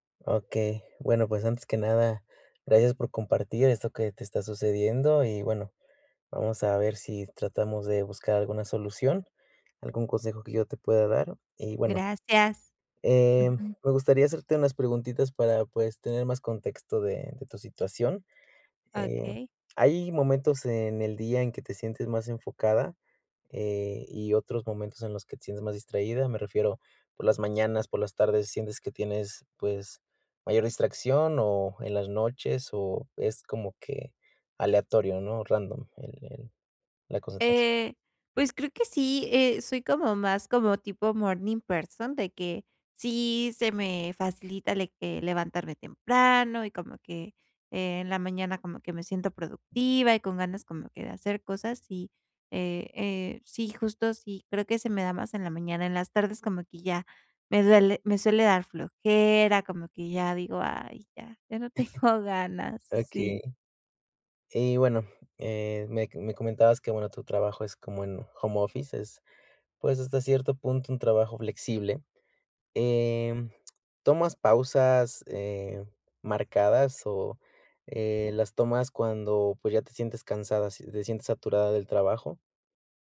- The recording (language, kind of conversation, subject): Spanish, advice, ¿Cómo puedo reducir las distracciones y mantener la concentración por más tiempo?
- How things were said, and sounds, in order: in English: "random"; in English: "morning person"; other background noise; chuckle; other noise